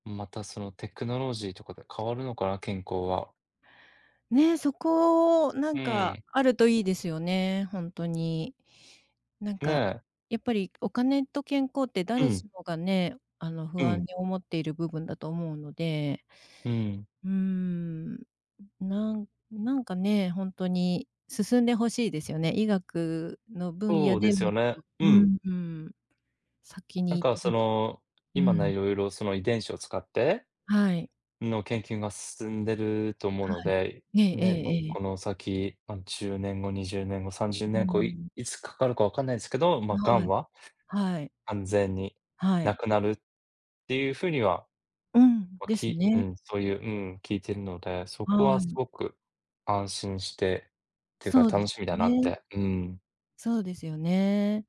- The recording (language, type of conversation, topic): Japanese, unstructured, 未来の暮らしはどのようになっていると思いますか？
- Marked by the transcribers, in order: tapping; other background noise